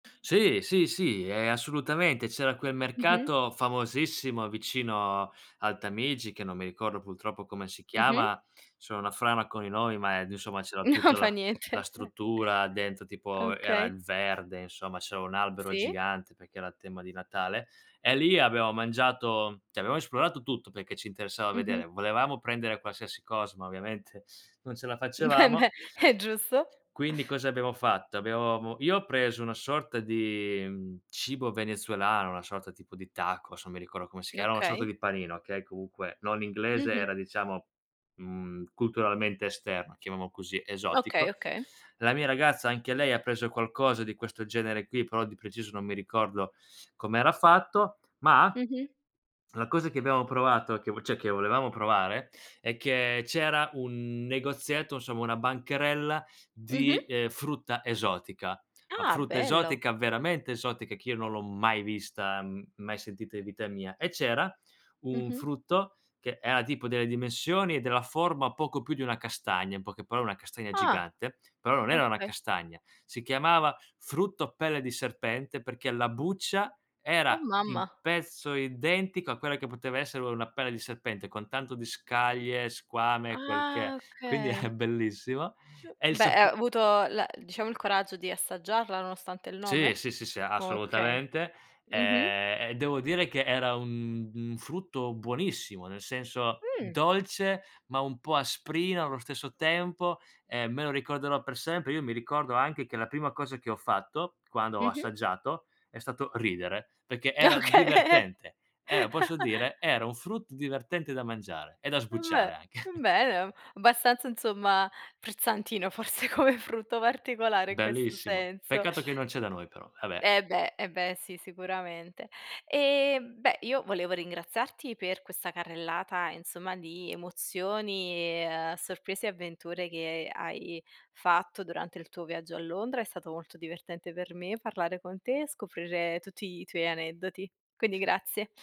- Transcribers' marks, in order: other noise; "purtroppo" said as "pultroppo"; laughing while speaking: "Non fa niente"; laughing while speaking: "Eh beh, è giusto"; other background noise; laughing while speaking: "era"; laughing while speaking: "Okay"; "Eh beh" said as "embeh"; "bene" said as "embeh"; chuckle; laughing while speaking: "forse come frutto"; tapping
- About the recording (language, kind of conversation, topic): Italian, podcast, Quale viaggio ti ha sorpreso più di quanto ti aspettassi?